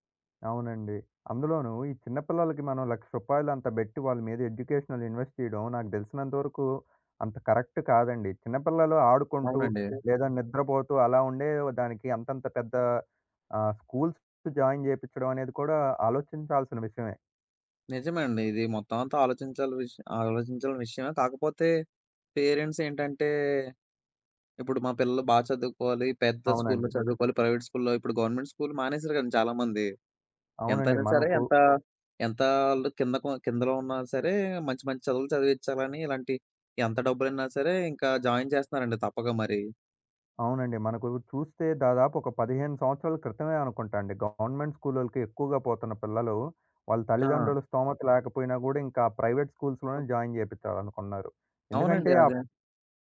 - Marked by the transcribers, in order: in English: "ఎడ్యుకేషనల్ ఇన్వెస్ట్"; in English: "కరెక్ట్"; other background noise; in English: "స్కూల్స్ జాయిన్"; in English: "పేరెంట్స్"; in English: "ప్రైవేట్ స్కూల్‌లో"; in English: "గవర్నమెంట్"; in English: "జాయిన్"; in English: "గవర్నమెంట్"; tapping; in English: "ప్రైవేట్ స్కూల్స్‌లోనే జాయిన్"; unintelligible speech
- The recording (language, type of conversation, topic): Telugu, podcast, పరిమిత బడ్జెట్‌లో ఒక నైపుణ్యాన్ని ఎలా నేర్చుకుంటారు?